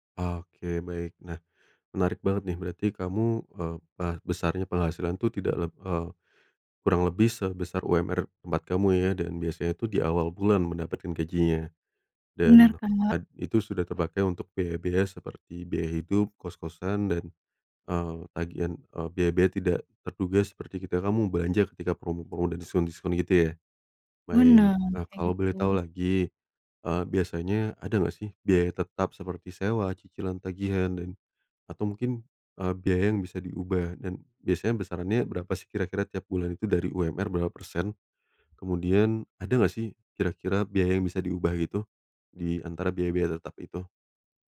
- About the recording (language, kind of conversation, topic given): Indonesian, advice, Bagaimana rasanya hidup dari gajian ke gajian tanpa tabungan darurat?
- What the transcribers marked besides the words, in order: tapping